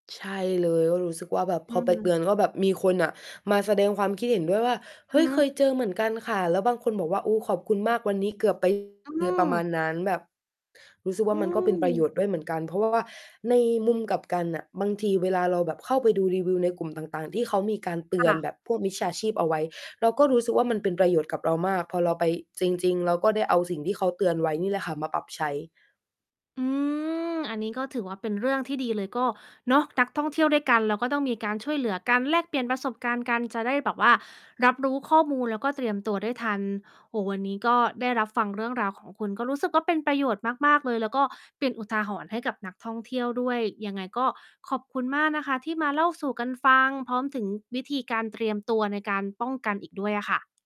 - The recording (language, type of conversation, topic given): Thai, podcast, คุณเคยถูกมิจฉาชีพหลอกระหว่างท่องเที่ยวไหม?
- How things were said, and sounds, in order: distorted speech